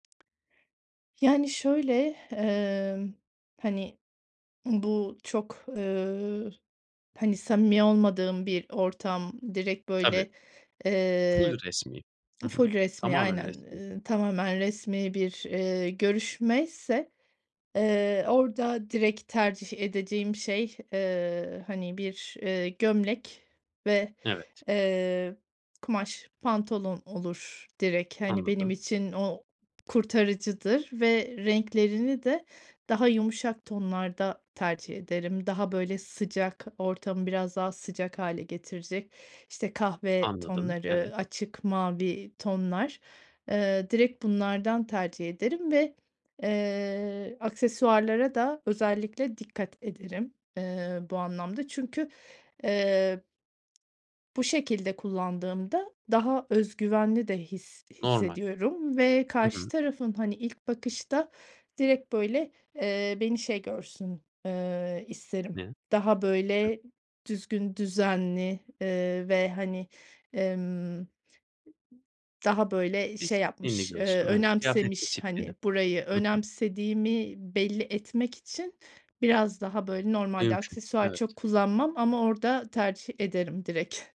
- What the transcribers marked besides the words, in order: other background noise; tapping
- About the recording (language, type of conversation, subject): Turkish, podcast, Kıyafetler ruh halimizi sence nasıl etkiler?
- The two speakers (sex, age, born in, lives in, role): female, 40-44, Turkey, Spain, guest; male, 30-34, Turkey, Bulgaria, host